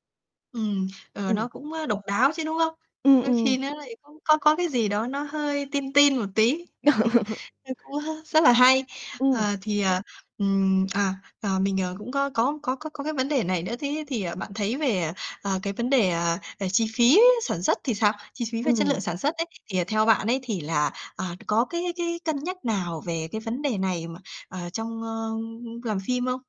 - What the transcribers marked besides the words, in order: unintelligible speech; distorted speech; tapping; laugh; chuckle
- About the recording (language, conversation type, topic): Vietnamese, podcast, Bạn nghĩ sự khác nhau giữa phụ đề và lồng tiếng là gì?